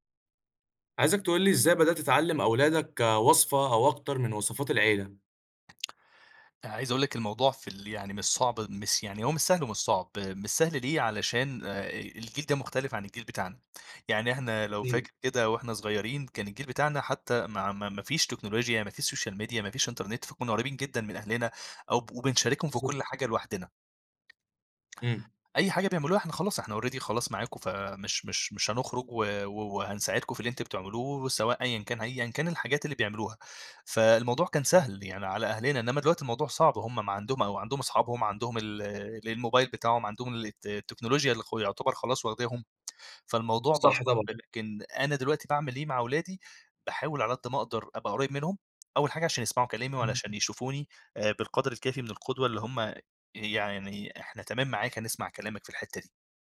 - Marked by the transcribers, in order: in English: "سوشيال ميديا"; in English: "إنترنت"; tapping; in English: "already"
- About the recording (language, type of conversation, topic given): Arabic, podcast, إزاي بتعلّم ولادك وصفات العيلة؟